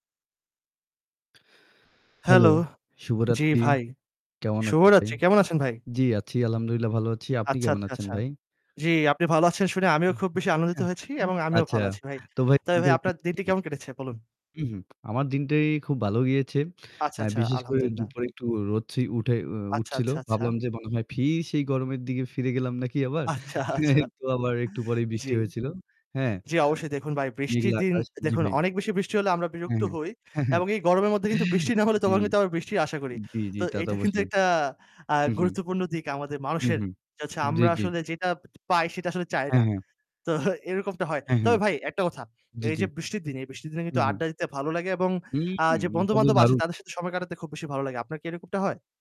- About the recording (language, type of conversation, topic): Bengali, unstructured, আপনার মতে, সমাজে ভ্রাতৃত্ববোধ কীভাবে বাড়ানো যায়?
- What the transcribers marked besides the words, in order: static; distorted speech; unintelligible speech; unintelligible speech; tapping; other background noise; "ভালো" said as "বালো"; "ফের" said as "ফির"; laughing while speaking: "আচ্ছা, আচ্ছা"; laughing while speaking: "একটু"; laughing while speaking: "হ্যাঁ, হ্যাঁ"; laughing while speaking: "তো"